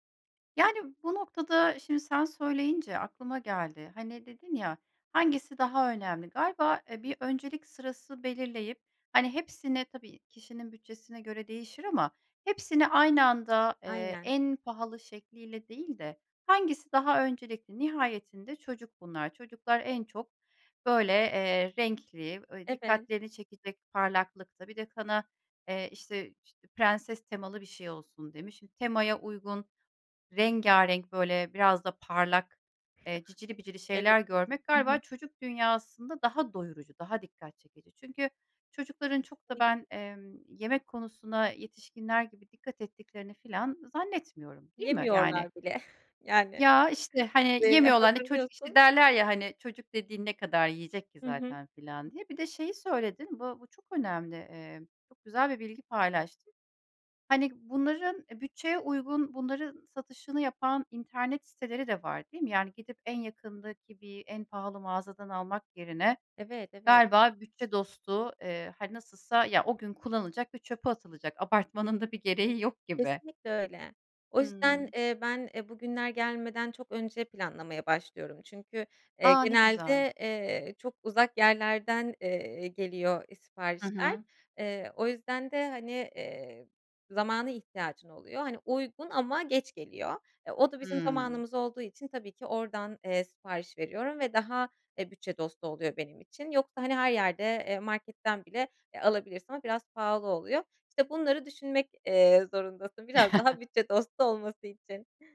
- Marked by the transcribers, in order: tapping; other background noise; chuckle; chuckle
- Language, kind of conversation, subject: Turkish, podcast, Bütçe kısıtlıysa kutlama yemeğini nasıl hazırlarsın?